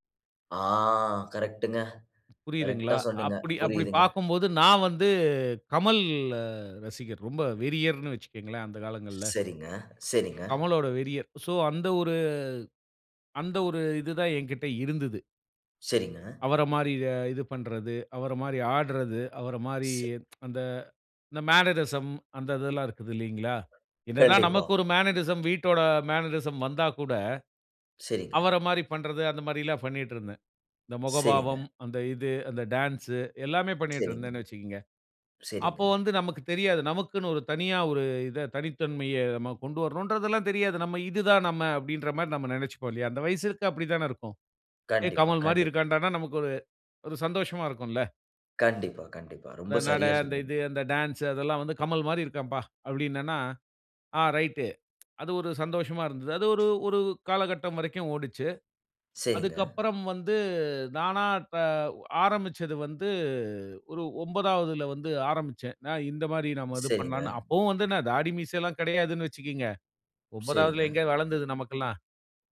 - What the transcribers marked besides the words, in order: surprised: "ஆ கரெக்ட்‌ங்க. கரெக்ட்‌டா சொன்னீங்க"; drawn out: "ஆ"; other background noise; in English: "சோ"; tsk; in English: "மேனரிசம்"; other noise; in English: "மேனரிசம்"; in English: "மேனரிசம்"
- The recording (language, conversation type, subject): Tamil, podcast, தனித்துவமான ஒரு அடையாள தோற்றம் உருவாக்கினாயா? அதை எப்படி உருவாக்கினாய்?